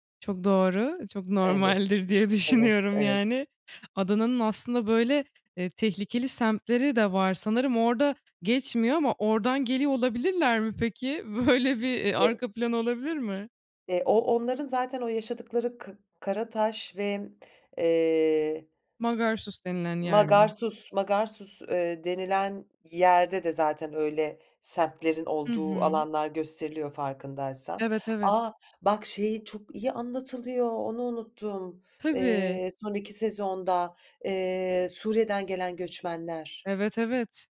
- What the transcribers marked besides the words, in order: laughing while speaking: "normaldir diye düşünüyorum yani"; laughing while speaking: "Böyle bir"; unintelligible speech; anticipating: "A! Bak şeyi çok iyi anlatılıyor, onu unuttum"
- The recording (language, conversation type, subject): Turkish, podcast, En son hangi film ya da dizi sana ilham verdi, neden?